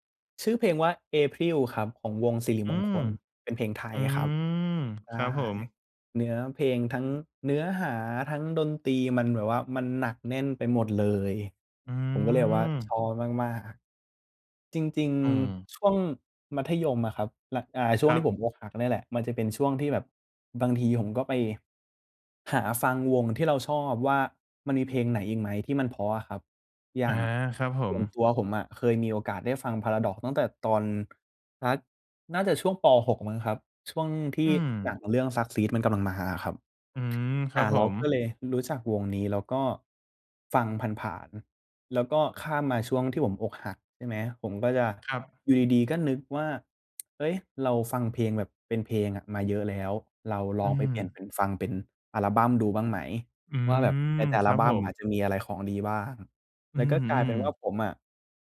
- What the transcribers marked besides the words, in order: drawn out: "อืม"; tapping; other background noise; drawn out: "อืม"
- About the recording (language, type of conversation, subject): Thai, podcast, มีเพลงไหนที่ฟังแล้วกลายเป็นเพลงประจำช่วงหนึ่งของชีวิตคุณไหม?
- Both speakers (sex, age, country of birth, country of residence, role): male, 20-24, Thailand, Thailand, guest; male, 25-29, Thailand, Thailand, host